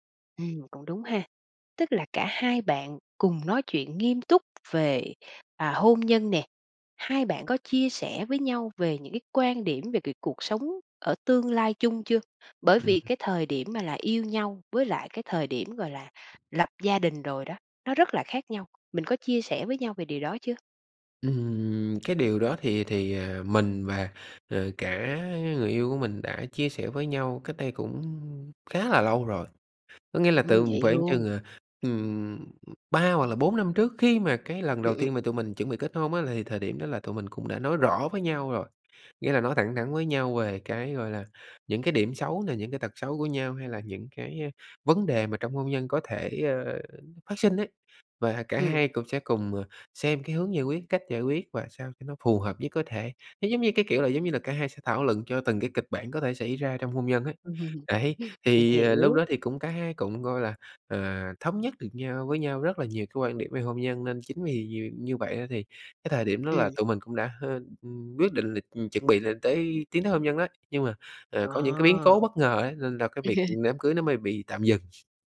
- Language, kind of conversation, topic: Vietnamese, advice, Sau vài năm yêu, tôi có nên cân nhắc kết hôn không?
- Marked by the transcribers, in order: tapping; laugh; laugh; other noise